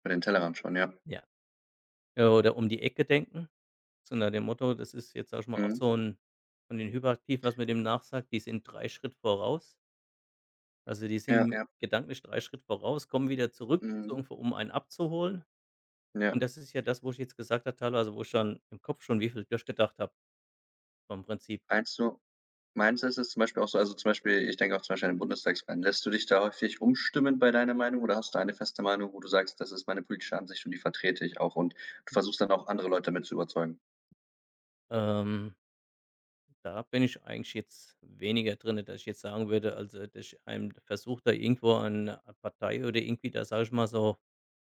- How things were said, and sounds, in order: other background noise; unintelligible speech
- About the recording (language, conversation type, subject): German, unstructured, Wie kann man jemanden überzeugen, der eine andere Meinung hat?
- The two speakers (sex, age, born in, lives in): male, 25-29, Germany, Germany; male, 45-49, Germany, Germany